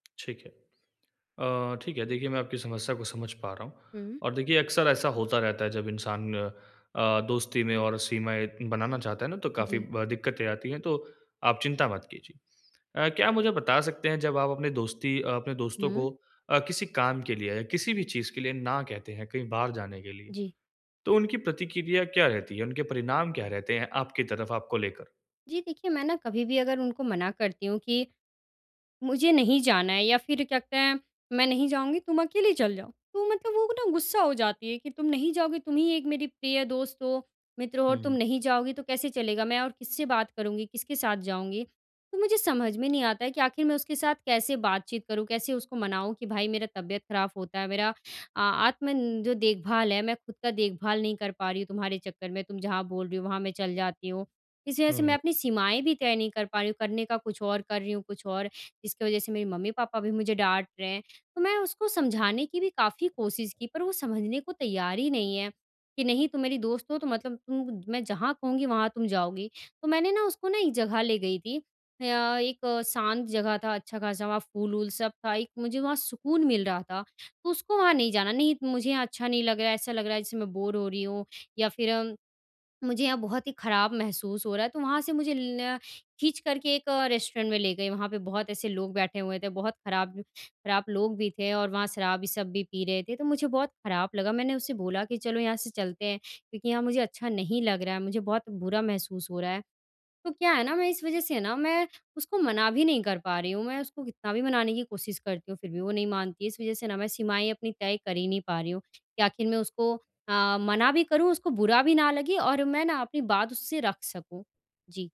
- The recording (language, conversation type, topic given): Hindi, advice, दोस्ती में बिना बुरा लगे सीमाएँ कैसे तय करूँ और अपनी आत्म-देखभाल कैसे करूँ?
- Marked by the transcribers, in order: in English: "बोर"; in English: "रेस्टोरेंट"